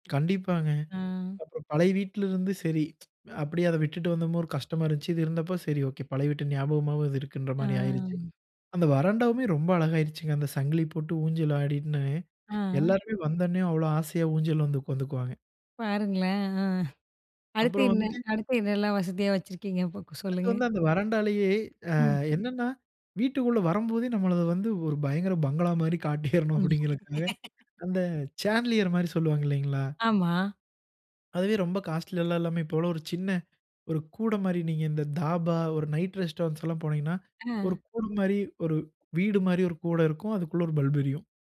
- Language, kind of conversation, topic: Tamil, podcast, சிறிய வீட்டை வசதியாகவும் விசாலமாகவும் மாற்ற நீங்கள் என்னென்ன வழிகளைப் பயன்படுத்துகிறீர்கள்?
- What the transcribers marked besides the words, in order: tsk; "வந்தப்போ" said as "வந்தமோ"; drawn out: "ம்"; laughing while speaking: "ஆ"; tapping; laughing while speaking: "காட்டியரணும்"; laugh; other noise; in English: "சான்லியர்"; in English: "காஸ்ட்லியா"; in English: "நைட் ரெஸ்டாரண்ட்ஸ்"